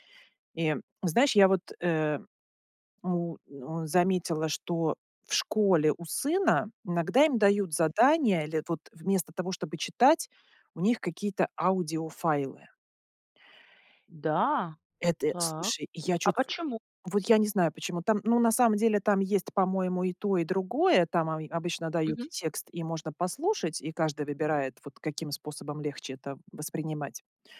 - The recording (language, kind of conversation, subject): Russian, podcast, Как выжимать суть из длинных статей и книг?
- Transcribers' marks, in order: tapping; other background noise